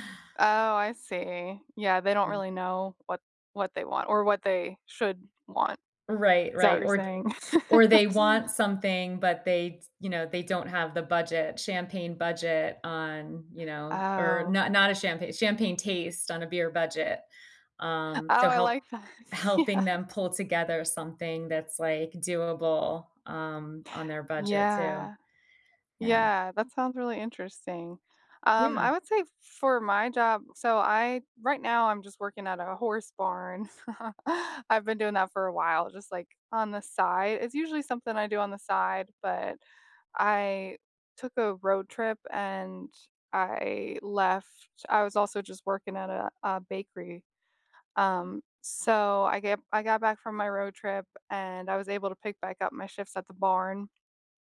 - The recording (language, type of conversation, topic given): English, unstructured, What do you enjoy most about your current job?
- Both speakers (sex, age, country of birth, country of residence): female, 35-39, United States, United States; female, 45-49, United States, United States
- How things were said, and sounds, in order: tapping; laugh; laughing while speaking: "Yeah"; chuckle